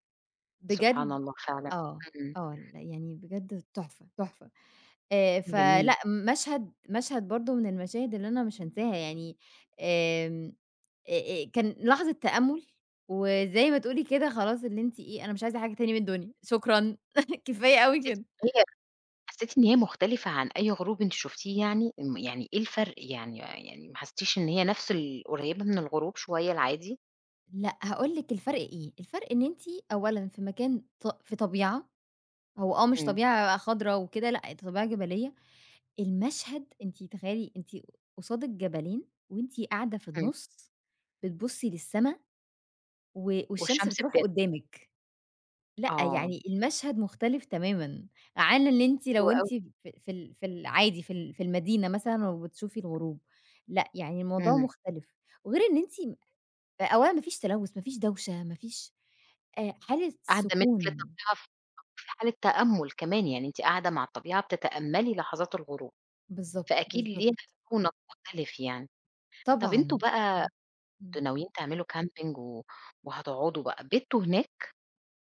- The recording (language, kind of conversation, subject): Arabic, podcast, إيه أجمل غروب شمس أو شروق شمس شفته وإنت برّه مصر؟
- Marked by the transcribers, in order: laugh; tapping; in English: "كامبنج"